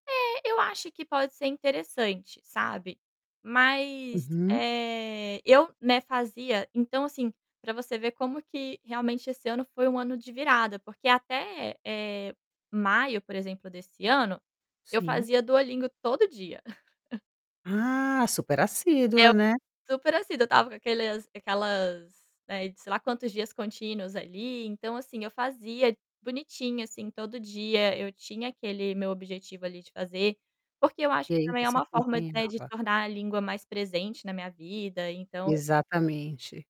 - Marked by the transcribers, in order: tapping; chuckle; distorted speech; other background noise
- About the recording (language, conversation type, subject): Portuguese, advice, Como posso quebrar um hábito depois de uma pausa prolongada?